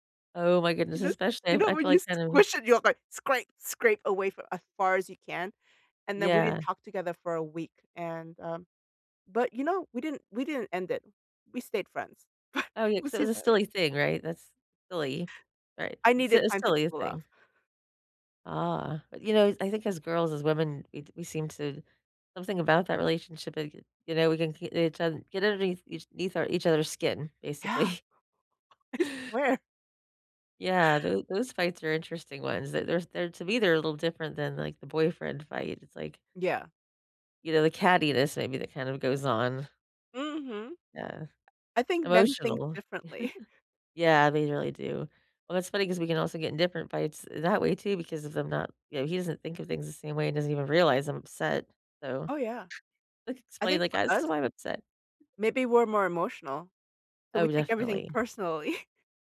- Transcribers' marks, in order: joyful: "You know you know when you squish it, you're like, Scrape"; chuckle; laughing while speaking: "basically"; chuckle; laughing while speaking: "I"; laugh; laughing while speaking: "differently"; other background noise; laughing while speaking: "personally"
- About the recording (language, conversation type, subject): English, unstructured, How do I know when it's time to end my relationship?